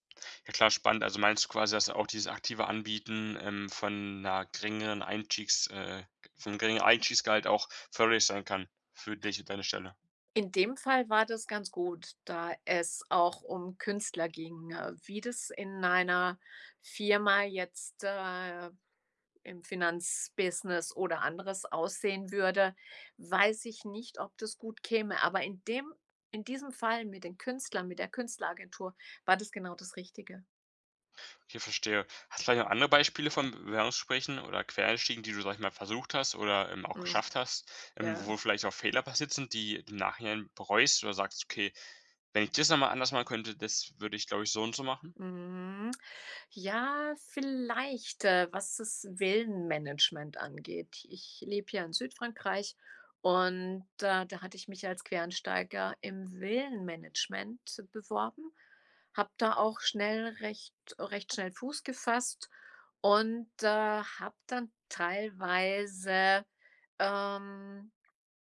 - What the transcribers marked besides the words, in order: drawn out: "Mhm"
- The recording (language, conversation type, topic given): German, podcast, Wie überzeugst du potenzielle Arbeitgeber von deinem Quereinstieg?